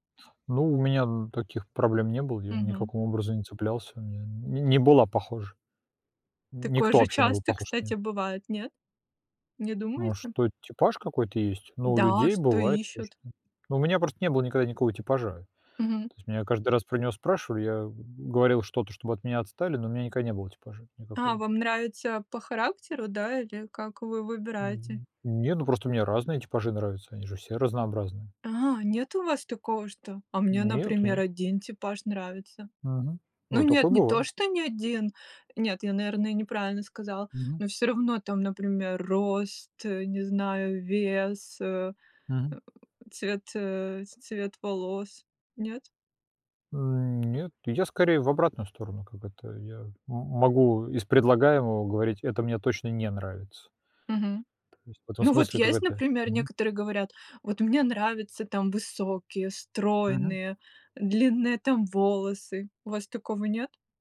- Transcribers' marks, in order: tapping; stressed: "не"
- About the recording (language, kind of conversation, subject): Russian, unstructured, Как понять, что ты влюблён?